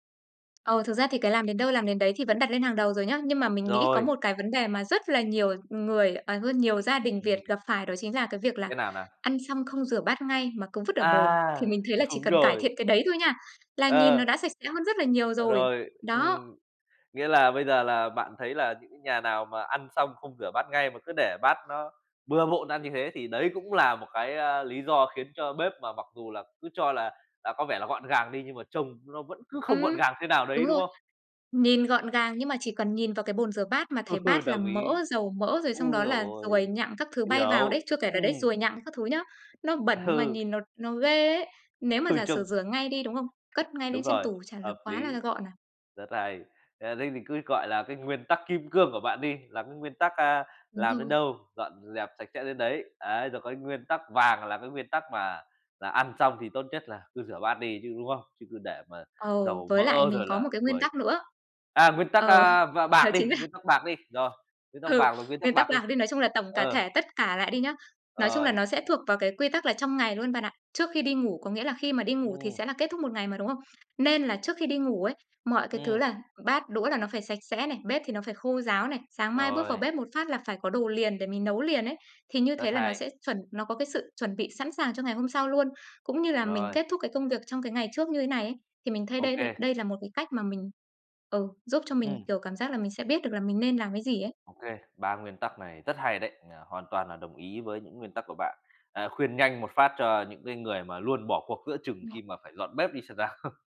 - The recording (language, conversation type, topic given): Vietnamese, podcast, Bạn có mẹo nào để giữ bếp luôn gọn gàng không?
- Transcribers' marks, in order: other background noise; laughing while speaking: "đúng"; laugh; laughing while speaking: "Ừ"; laughing while speaking: "Ừ"; laughing while speaking: "là"; laughing while speaking: "Ừ"; unintelligible speech; chuckle